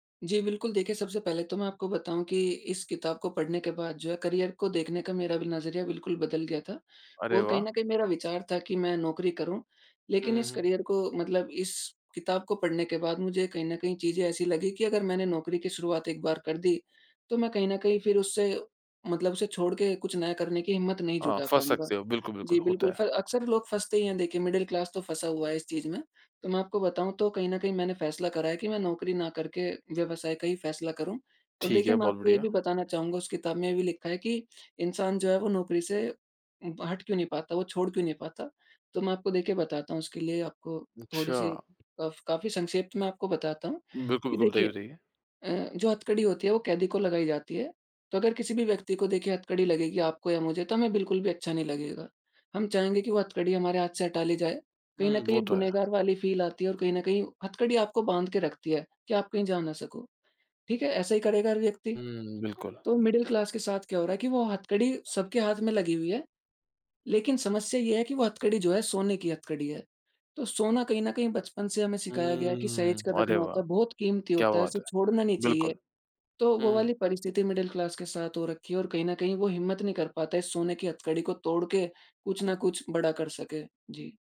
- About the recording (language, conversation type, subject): Hindi, podcast, किस किताब या व्यक्ति ने आपकी सोच बदल दी?
- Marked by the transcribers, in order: in English: "करियर"; in English: "करियर"; in English: "मिडल क्लास"; in English: "फील"; in English: "मिडल क्लास"; in English: "मिडल क्लास"